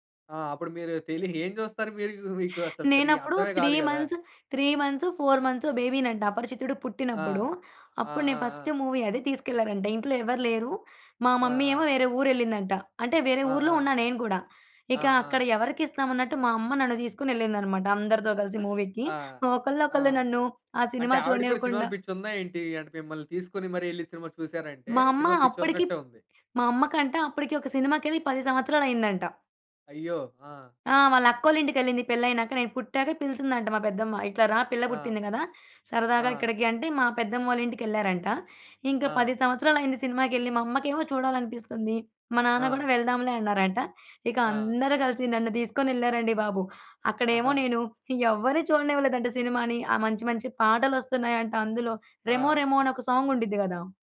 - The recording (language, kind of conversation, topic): Telugu, podcast, మీ జీవితానికి నేపథ్య సంగీతంలా మీకు మొదటగా గుర్తుండిపోయిన పాట ఏది?
- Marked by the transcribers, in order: giggle; in English: "త్రీ మంత్స్ త్రీ మంత్స్, ఫోర్"; in English: "ఫస్ట్ మూవీ"; in English: "మమ్మీ"; giggle; in English: "మూవీకి"; other background noise; in English: "సాంగ్"